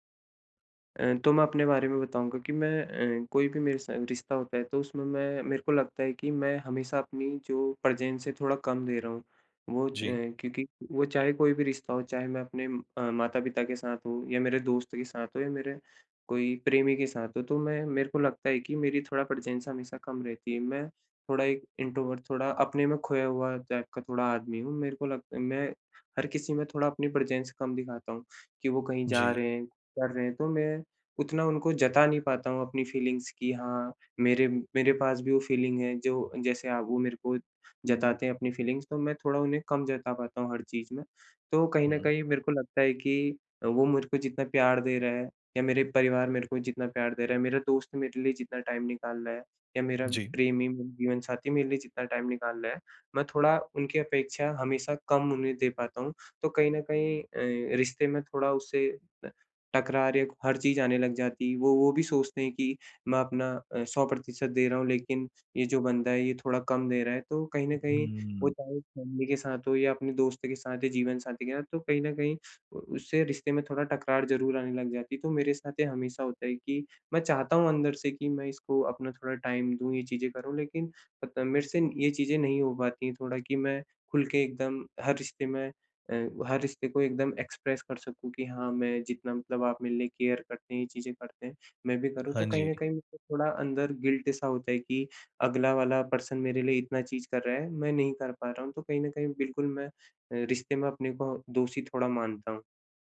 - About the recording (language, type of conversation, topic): Hindi, advice, आप हर रिश्ते में खुद को हमेशा दोषी क्यों मान लेते हैं?
- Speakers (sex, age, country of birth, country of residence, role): male, 25-29, India, India, user; male, 30-34, India, India, advisor
- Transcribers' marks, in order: in English: "प्रेज़ेंस"; in English: "प्रेज़ेंस"; in English: "इंट्रोवर्ट"; in English: "टाइप"; in English: "प्रेज़ेंस"; in English: "फ़ीलिंग्स"; in English: "फ़ीलिंग"; in English: "फ़ीलिंग्स"; in English: "टाइम"; in English: "टाइम"; in English: "फ़ैमिली"; in English: "टाइम"; in English: "एक्सप्रेस"; in English: "केयर"; in English: "गिल्ट"; in English: "पर्सन"